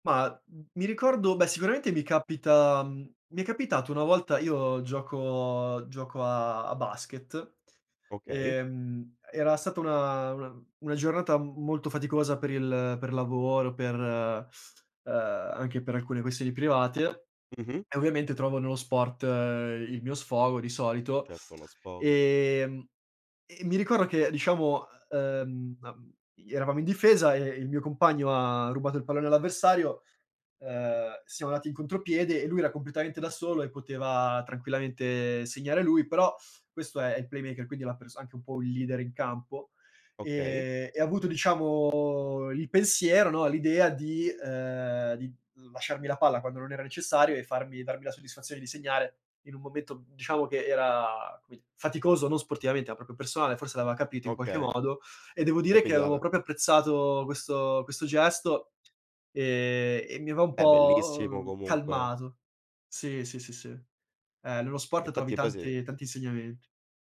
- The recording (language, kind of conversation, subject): Italian, unstructured, Che cosa pensi della gentilezza nella vita di tutti i giorni?
- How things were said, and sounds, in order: teeth sucking; other background noise; drawn out: "diciamo"; "vabbè" said as "avvè"; "proprio" said as "propio"